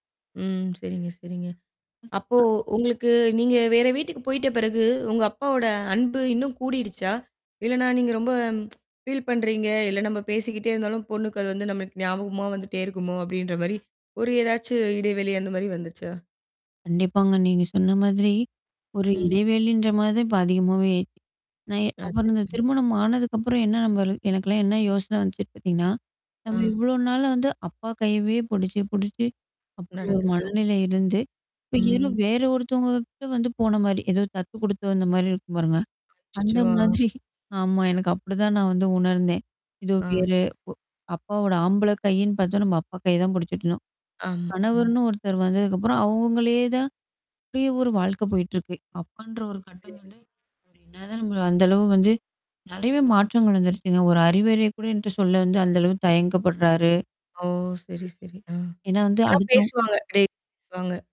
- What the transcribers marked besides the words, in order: other noise; tsk; static; tapping; distorted speech; other background noise; laughing while speaking: "அந்த மாதிரி"; unintelligible speech
- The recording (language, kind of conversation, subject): Tamil, podcast, நீங்கள் அன்பான ஒருவரை இழந்த அனுபவம் என்ன?